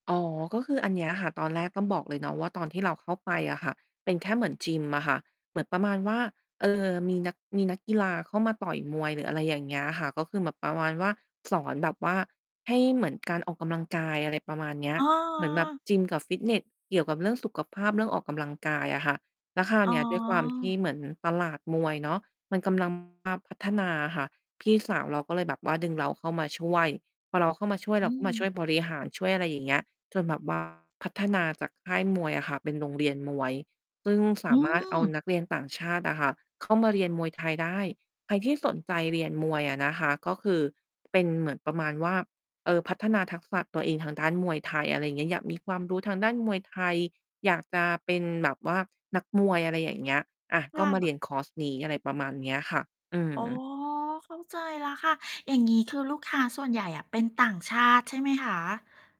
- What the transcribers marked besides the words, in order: distorted speech; other background noise; static
- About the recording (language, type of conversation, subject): Thai, podcast, คุณคิดอย่างไรกับการเปลี่ยนงานเพราะเงินกับเพราะความสุข?